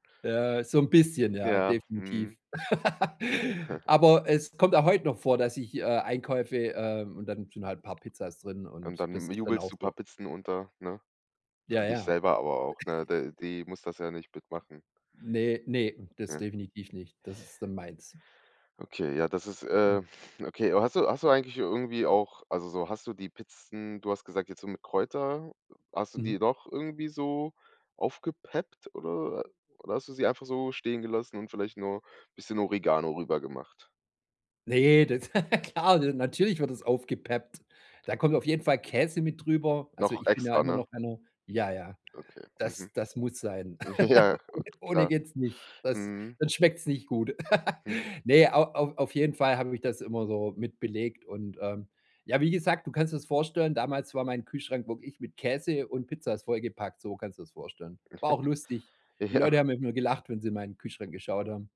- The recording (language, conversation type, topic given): German, podcast, Welches Gericht spiegelt deine persönliche Geschichte am besten wider?
- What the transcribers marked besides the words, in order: laugh; chuckle; giggle; laugh; laugh; laughing while speaking: "Ohn"; laughing while speaking: "Ja"; laugh; giggle; laughing while speaking: "Ja"